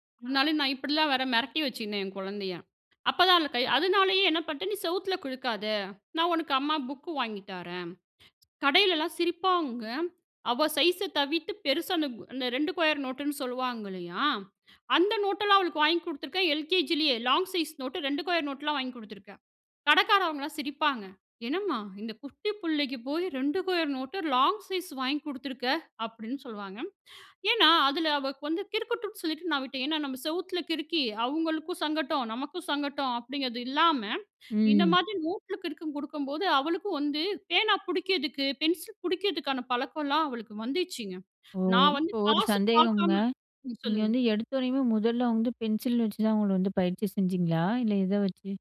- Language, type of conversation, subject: Tamil, podcast, பிள்ளைகளின் வீட்டுப்பாடத்தைச் செய்ய உதவும்போது நீங்கள் எந்த அணுகுமுறையைப் பின்பற்றுகிறீர்கள்?
- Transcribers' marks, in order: "கிறுக்காத" said as "கிலுக்காத"; in English: "கொயர்"; in English: "கோயர்"; in English: "கொயர்"; "வந்திருச்சுங்க" said as "வந்திச்சுங்க"